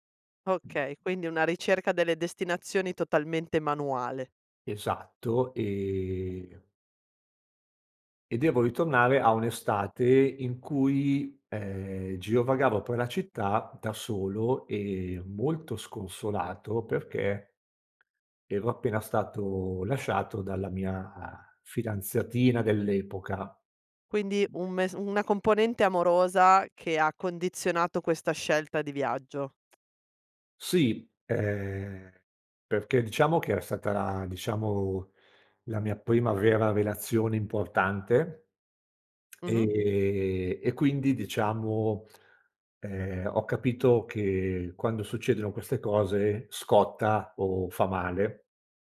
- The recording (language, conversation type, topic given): Italian, podcast, Qual è un viaggio che ti ha cambiato la vita?
- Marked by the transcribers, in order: tapping; tongue click